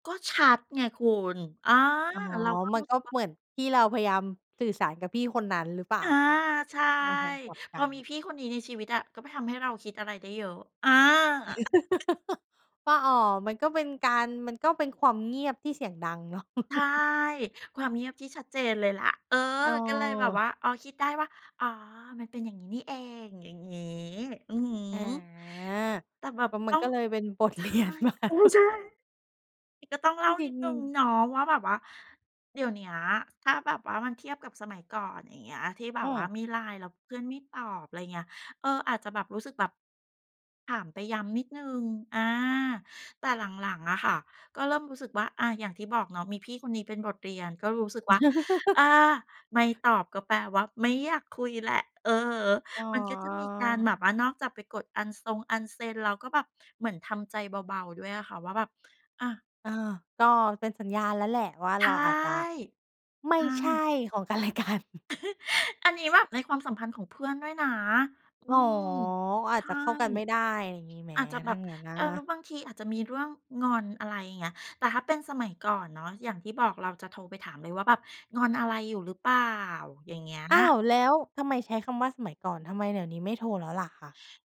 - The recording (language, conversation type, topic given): Thai, podcast, เมื่อเห็นว่าคนอ่านแล้วไม่ตอบ คุณทำอย่างไรต่อไป?
- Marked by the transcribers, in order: chuckle; giggle; laugh; drawn out: "อา"; laughing while speaking: "เรียนมา"; chuckle; drawn out: "อ๋อ"; laughing while speaking: "กันและกัน"; chuckle